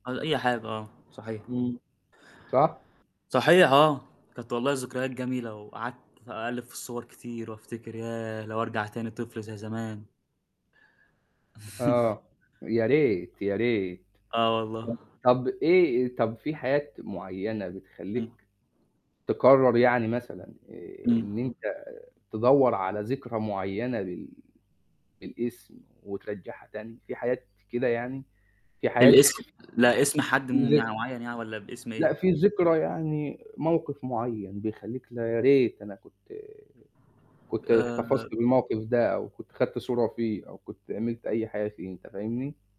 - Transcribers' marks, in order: tapping; static; other background noise; chuckle; mechanical hum; distorted speech; unintelligible speech
- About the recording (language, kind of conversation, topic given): Arabic, unstructured, هل بتحتفظ بحاجات بتفكّرك بماضيك؟
- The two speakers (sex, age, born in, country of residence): male, 20-24, Egypt, Egypt; male, 25-29, Egypt, Egypt